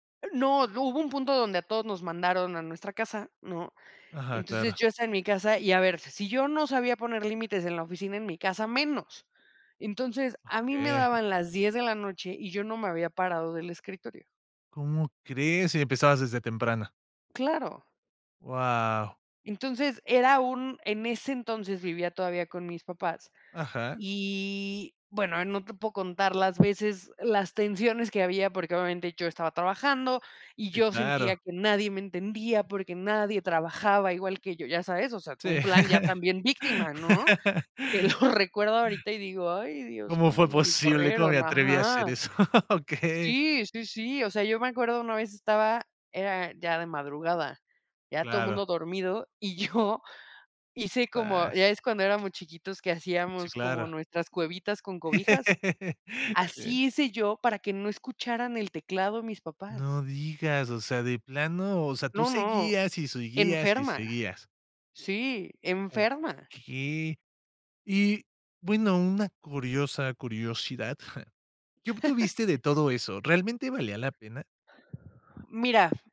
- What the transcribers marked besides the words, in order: tapping; laugh; chuckle; laugh; chuckle; laugh; chuckle; chuckle; other background noise
- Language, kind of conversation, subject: Spanish, podcast, ¿Qué consejo le darías a tu yo de hace diez años?